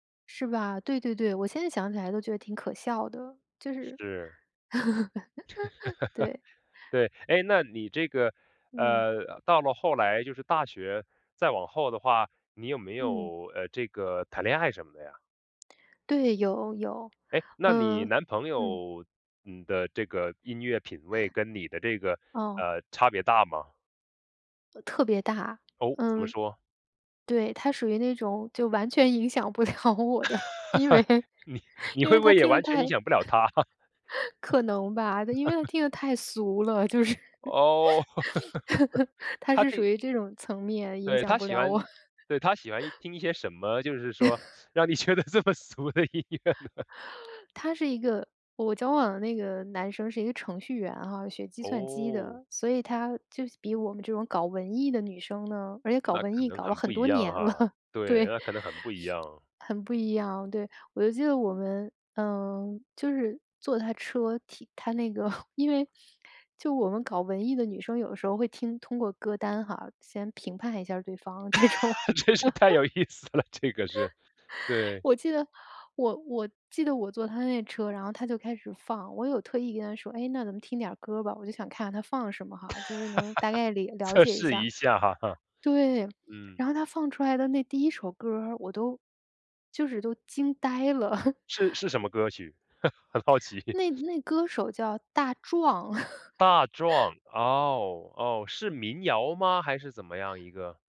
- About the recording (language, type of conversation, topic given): Chinese, podcast, 朋友或恋人会如何影响你的歌单？
- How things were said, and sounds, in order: tapping; laugh; chuckle; other background noise; laughing while speaking: "完全影响不了我的，因为 … 面影响不了我"; laugh; laughing while speaking: "你 你会不会也完全影响不了他？"; laugh; laugh; other noise; laugh; laughing while speaking: "让你觉得这么俗的音乐呢？"; inhale; laughing while speaking: "了，对"; sniff; sniff; laugh; laughing while speaking: "这种"; laughing while speaking: "真是太有意思了这个事"; laugh; laugh; laughing while speaking: "测试一下哈？"; chuckle; laughing while speaking: "很好奇"; laugh